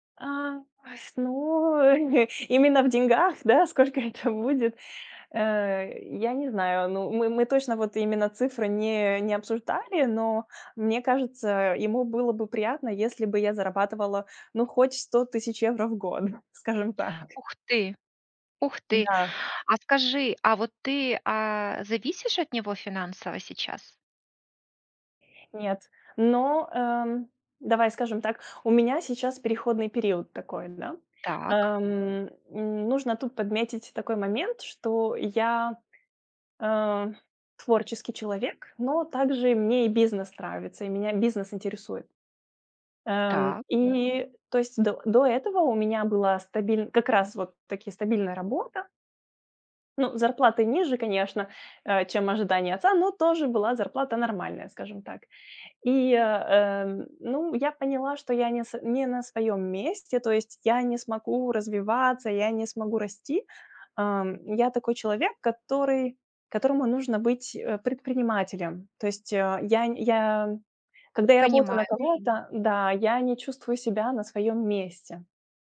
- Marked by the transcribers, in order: laughing while speaking: "ной"; laughing while speaking: "сколько это будет"; chuckle; background speech
- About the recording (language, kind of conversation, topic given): Russian, advice, Как понять, что для меня означает успех, если я боюсь не соответствовать ожиданиям других?